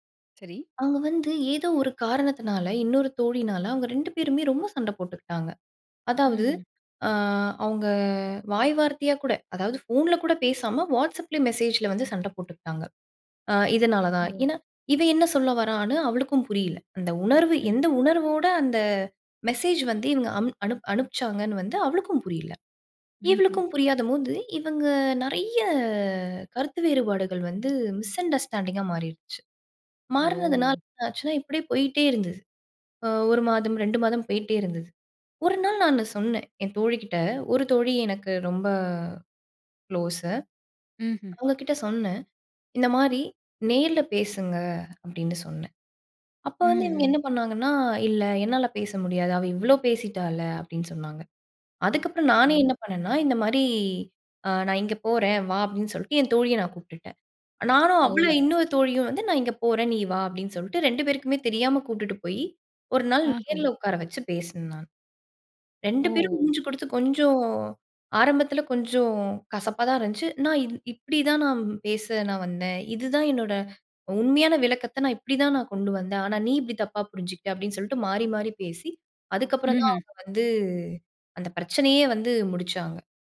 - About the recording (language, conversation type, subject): Tamil, podcast, ஆன்லைன் மற்றும் நேரடி உறவுகளுக்கு சீரான சமநிலையை எப்படி பராமரிப்பது?
- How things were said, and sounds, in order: drawn out: "அவங்க"; in English: "வாட்ஸ்சப்ல மெசேஜில"; "புரியாதம்போது" said as "புரியாதம்ம்மோது"; drawn out: "நிறைய"; in English: "மிஸ் அண்டர்ஸ்டாண்டிங்கா"; drawn out: "ஓ!"; drawn out: "ரொம்ப"; "அவளும்" said as "அவ்வளோ"; drawn out: "கொஞ்சம்"; other background noise; drawn out: "வந்து"